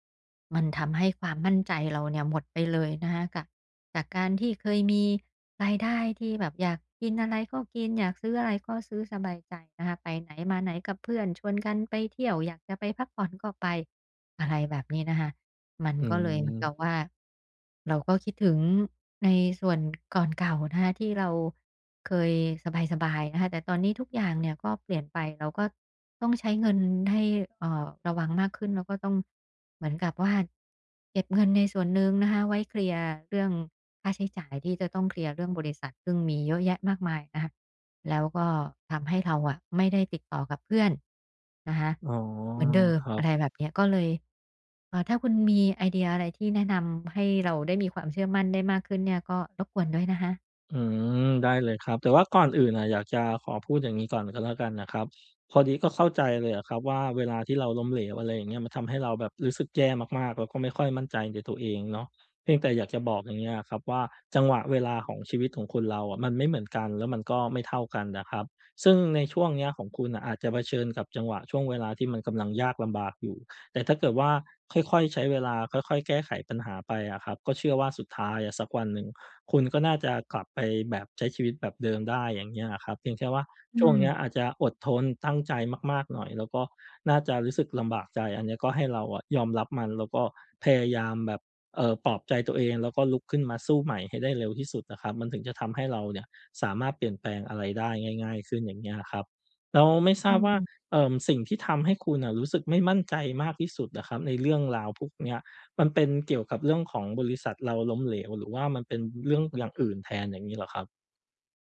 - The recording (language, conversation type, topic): Thai, advice, ฉันจะยอมรับการเปลี่ยนแปลงในชีวิตอย่างมั่นใจได้อย่างไร?
- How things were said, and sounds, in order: other background noise